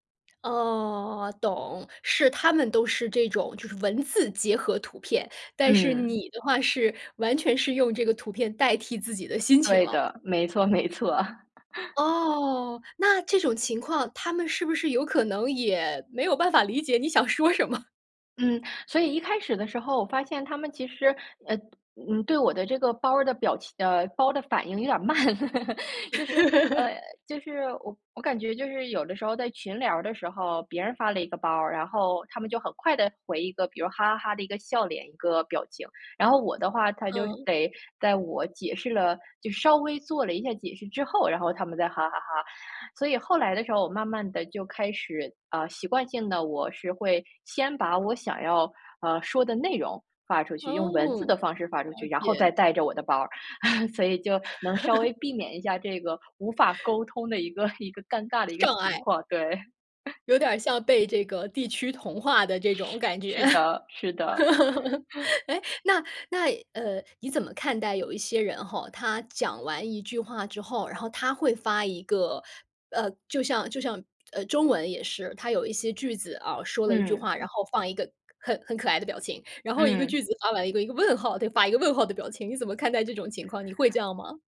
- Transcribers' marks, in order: other background noise; laughing while speaking: "没错"; laugh; laughing while speaking: "没有办法理解你想说什么？"; laugh; chuckle; laugh; laughing while speaking: "一个 一个尴尬的一个情况，对"; chuckle; laugh; chuckle
- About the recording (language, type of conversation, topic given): Chinese, podcast, 你觉得表情包改变了沟通吗？